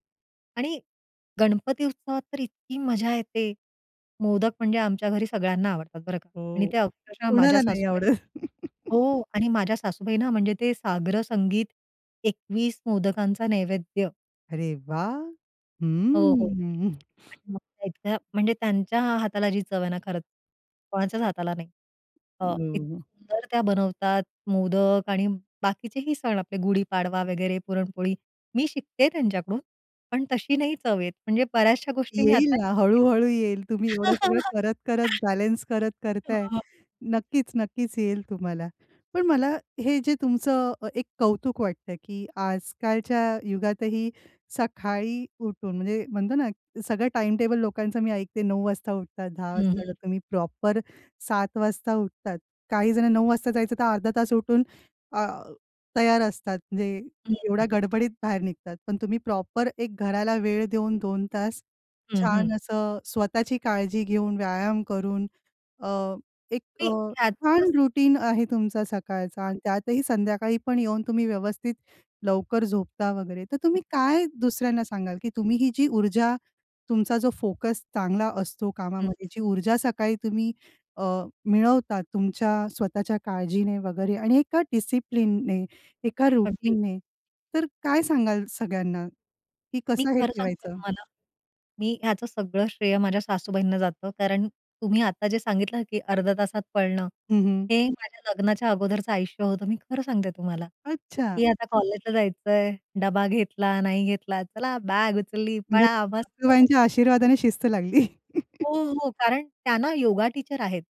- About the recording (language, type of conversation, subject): Marathi, podcast, सकाळी तुमची दिनचर्या कशी असते?
- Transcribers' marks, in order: laughing while speaking: "आवडत"; laugh; joyful: "अरे वाह!"; tapping; unintelligible speech; chuckle; laugh; laughing while speaking: "हो, हो"; in English: "रुटीन"; unintelligible speech; unintelligible speech; in English: "रुटीनने"; chuckle; in English: "टीचर"